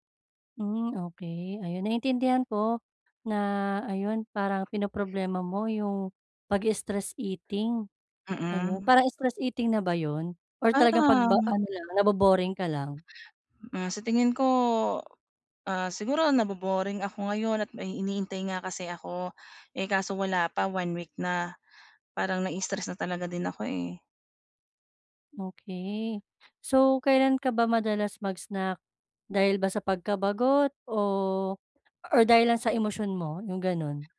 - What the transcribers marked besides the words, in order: tapping; other background noise
- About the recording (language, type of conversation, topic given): Filipino, advice, Paano ko mababawasan ang pagmemeryenda kapag nababagot ako sa bahay?